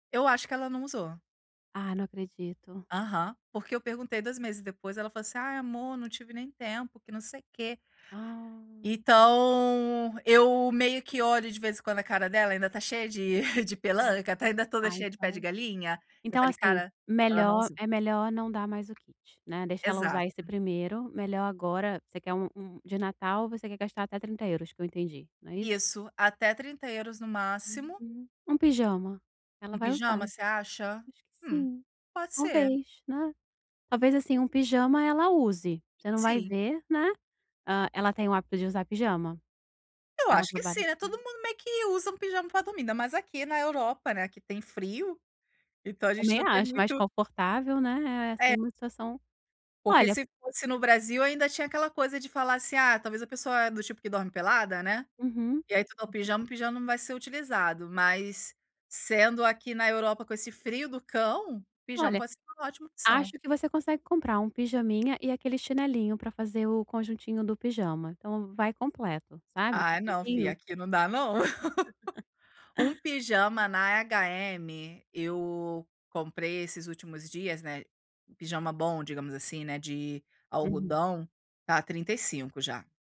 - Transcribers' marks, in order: tapping; drawn out: "Ah"; chuckle; unintelligible speech; laugh
- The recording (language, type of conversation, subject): Portuguese, advice, Como escolher presentes memoráveis sem gastar muito dinheiro?